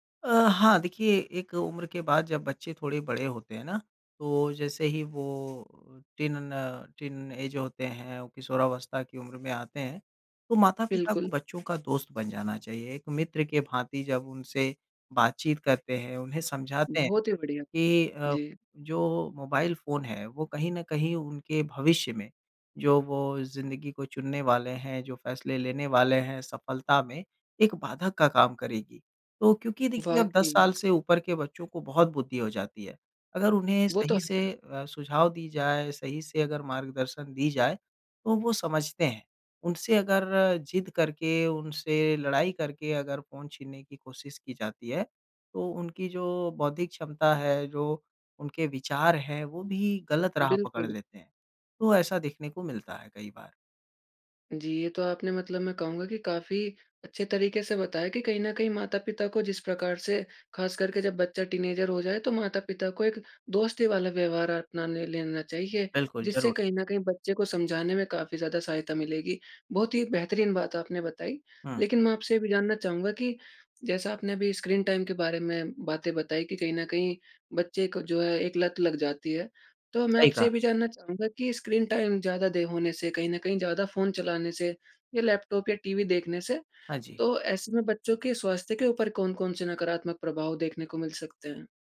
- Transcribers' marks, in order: tapping; in English: "टीन न टीनएज"; in English: "टीनेजर"; in English: "टाइम"; in English: "स्क्रीन टाइम"
- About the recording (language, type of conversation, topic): Hindi, podcast, बच्चों का स्क्रीन समय सीमित करने के व्यावहारिक तरीके क्या हैं?